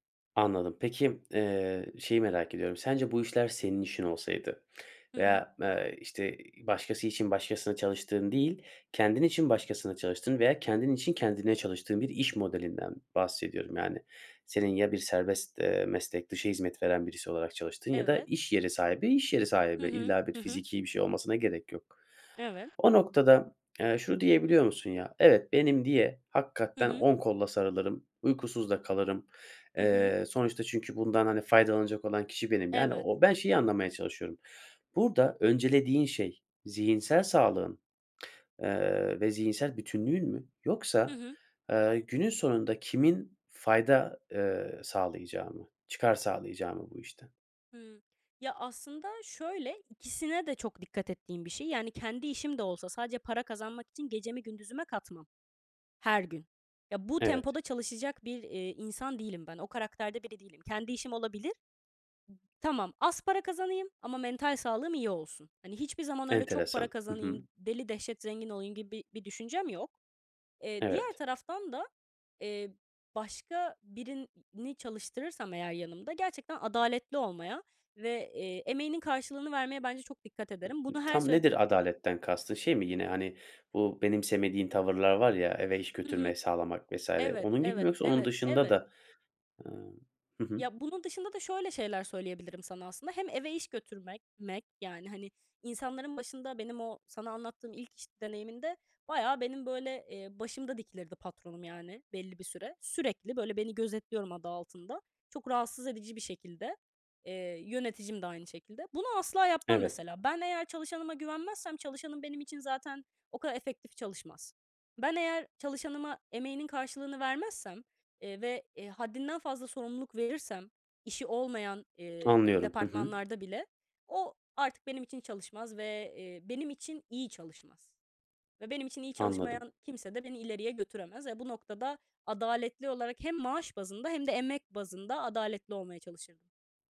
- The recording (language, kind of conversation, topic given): Turkish, podcast, İş-özel hayat dengesini nasıl kuruyorsun?
- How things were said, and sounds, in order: other background noise